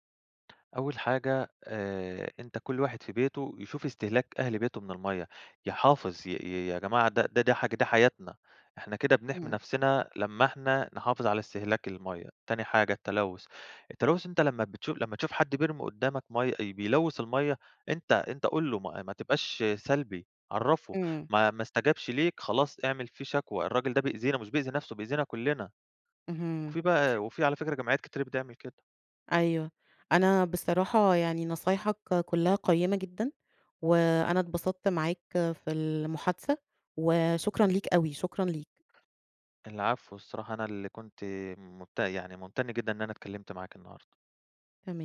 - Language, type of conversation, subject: Arabic, podcast, ليه الميه بقت قضية كبيرة النهارده في رأيك؟
- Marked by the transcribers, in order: other background noise